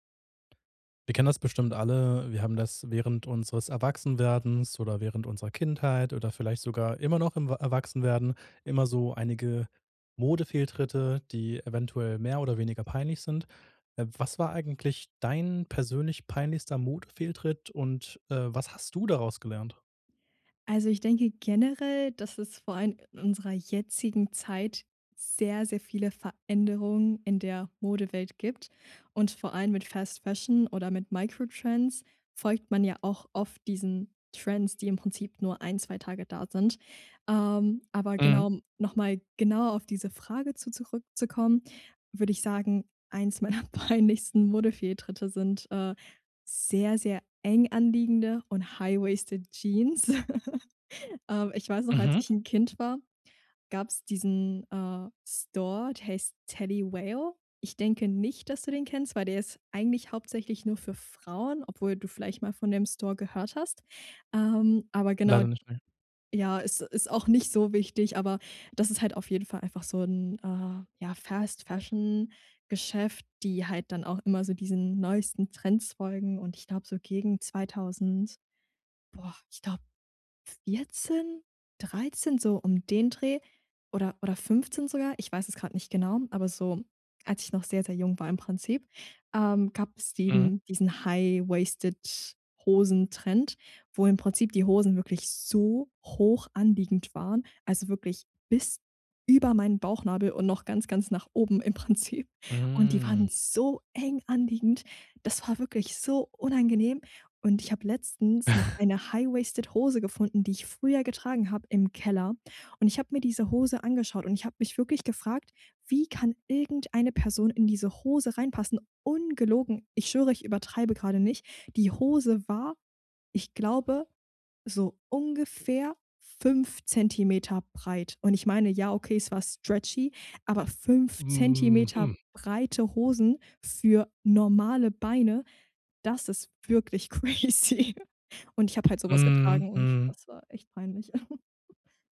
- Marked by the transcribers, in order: in English: "Fast Fashion"; laughing while speaking: "meiner peinlichsten"; in English: "high-waisted"; laugh; other background noise; in English: "Fast Fashion"; in English: "high-waisted"; chuckle; in English: "high-waisted"; in English: "stretchy"; laughing while speaking: "crazy"; laugh
- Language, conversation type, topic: German, podcast, Was war dein peinlichster Modefehltritt, und was hast du daraus gelernt?